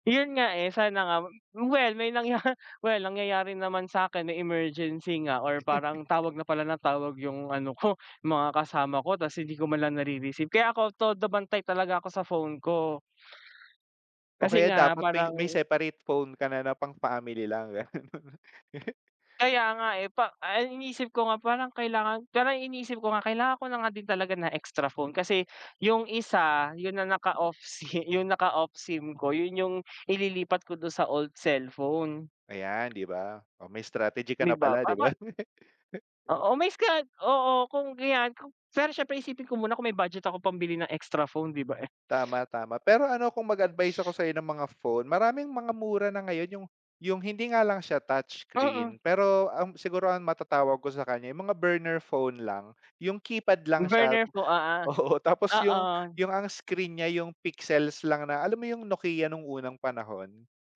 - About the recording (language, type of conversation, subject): Filipino, unstructured, Ano ang pumapasok sa isip mo kapag may utang kang kailangan nang bayaran?
- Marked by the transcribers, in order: laughing while speaking: "nangya"; chuckle; chuckle; laughing while speaking: "sim"; chuckle; tapping; laughing while speaking: "oo"